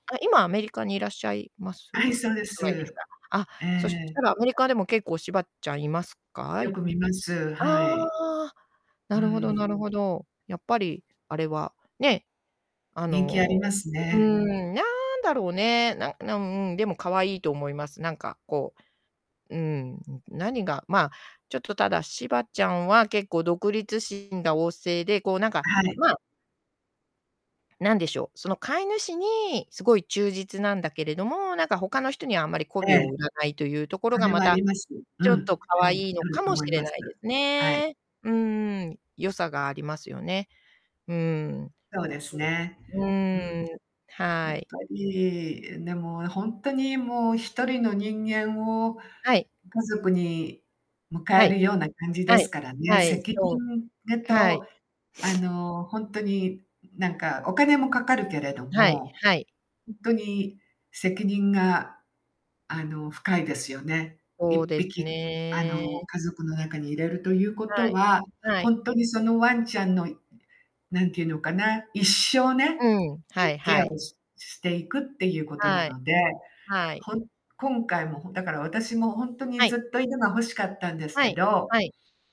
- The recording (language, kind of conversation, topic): Japanese, unstructured, 動物のどんなところが可愛いと思いますか？
- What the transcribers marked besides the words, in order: distorted speech; static